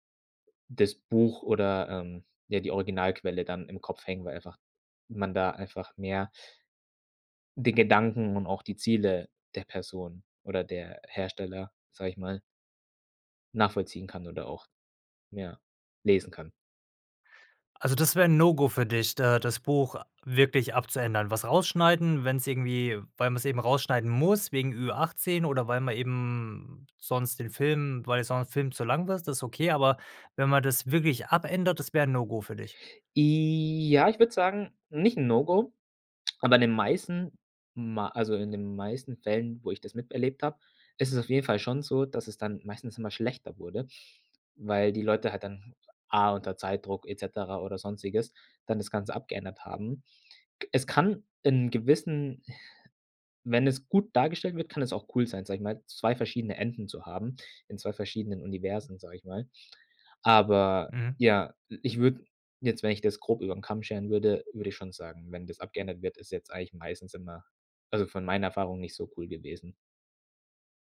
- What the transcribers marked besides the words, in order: drawn out: "Ja"; tongue click; other background noise; sigh
- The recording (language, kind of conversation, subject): German, podcast, Was kann ein Film, was ein Buch nicht kann?
- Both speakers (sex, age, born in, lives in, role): male, 25-29, Germany, Germany, guest; male, 35-39, Germany, Sweden, host